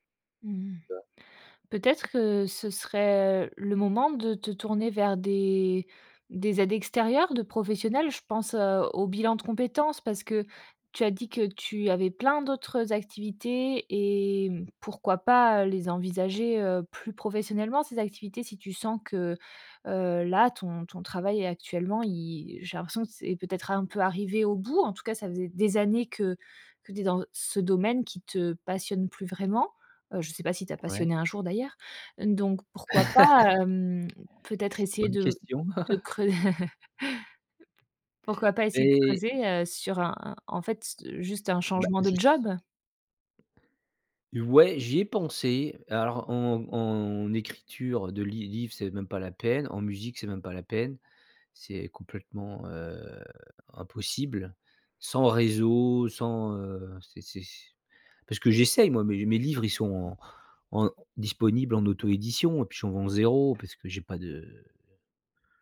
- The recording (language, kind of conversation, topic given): French, advice, Pourquoi est-ce que je me sens coupable de prendre du temps pour moi ?
- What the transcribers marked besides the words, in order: tapping; laugh; other background noise; chuckle